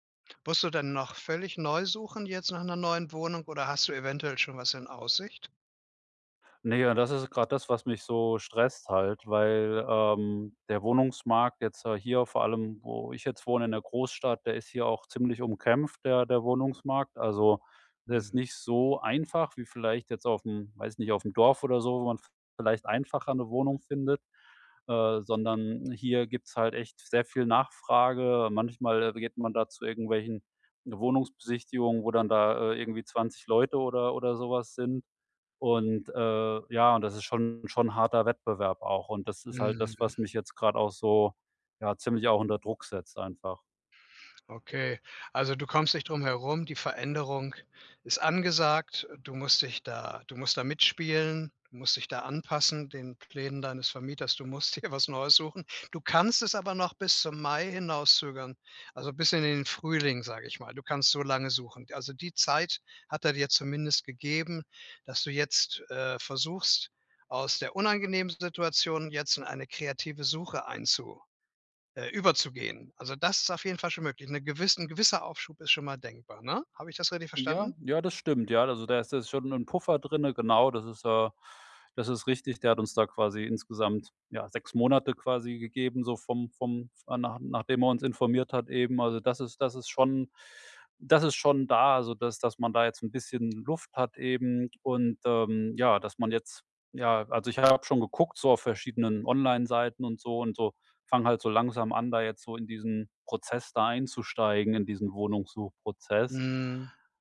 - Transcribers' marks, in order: other background noise; laughing while speaking: "dir"
- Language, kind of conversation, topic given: German, advice, Wie treffe ich große Entscheidungen, ohne Angst vor Veränderung und späterer Reue zu haben?